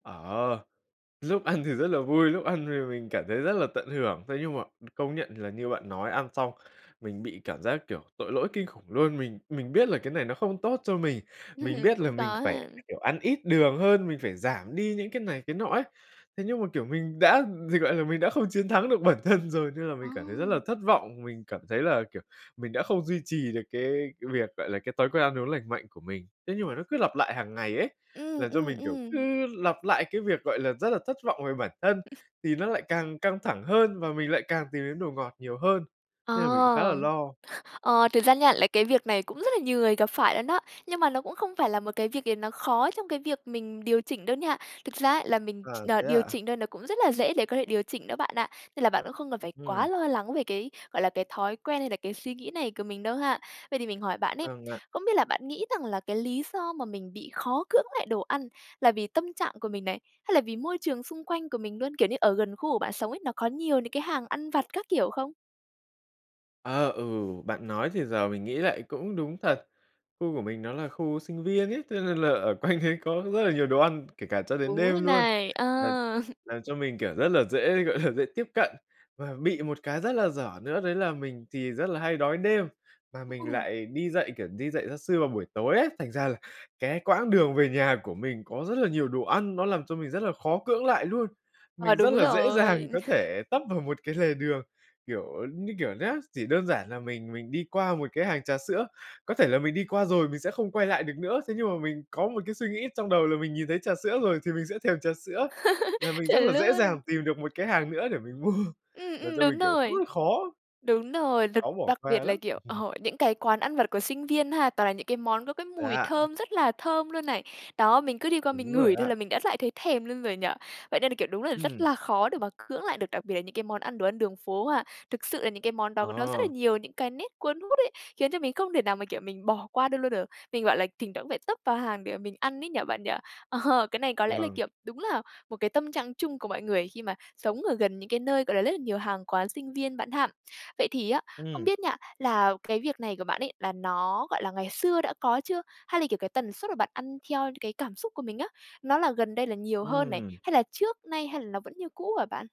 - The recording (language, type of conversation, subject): Vietnamese, advice, Bạn thường ăn theo cảm xúc như thế nào khi buồn hoặc căng thẳng?
- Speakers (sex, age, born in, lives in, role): female, 20-24, Vietnam, Vietnam, advisor; male, 20-24, Vietnam, Vietnam, user
- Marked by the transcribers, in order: "lúc" said as "dúc"; other background noise; chuckle; laughing while speaking: "thân"; laugh; tapping; laughing while speaking: "quanh đấy"; laugh; laughing while speaking: "là"; unintelligible speech; laugh; laugh; laughing while speaking: "mua"; chuckle; laughing while speaking: "Ờ"; "rất" said as "lất"